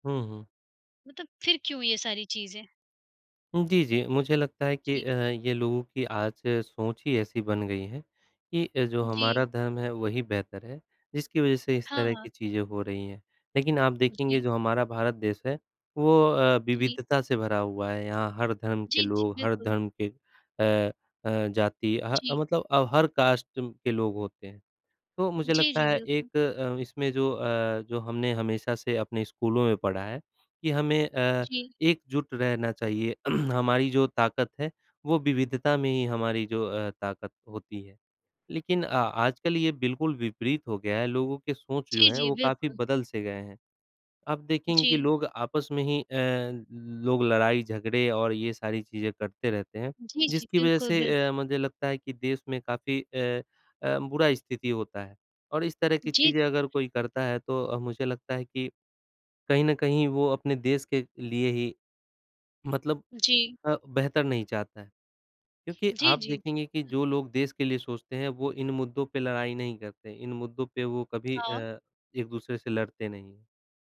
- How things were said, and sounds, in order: tapping; in English: "कास्ट"; throat clearing
- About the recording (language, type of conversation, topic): Hindi, unstructured, धर्म के नाम पर लोग क्यों लड़ते हैं?